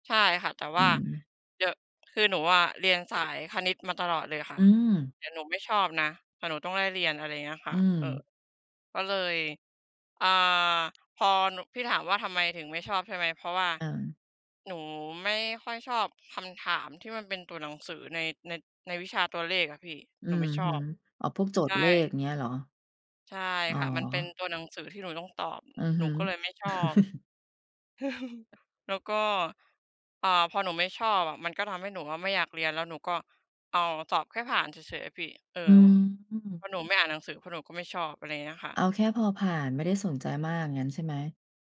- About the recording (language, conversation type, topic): Thai, unstructured, การบังคับให้เรียนวิชาที่ไม่ชอบมีประโยชน์หรือไม่?
- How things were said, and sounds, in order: tapping; chuckle; other background noise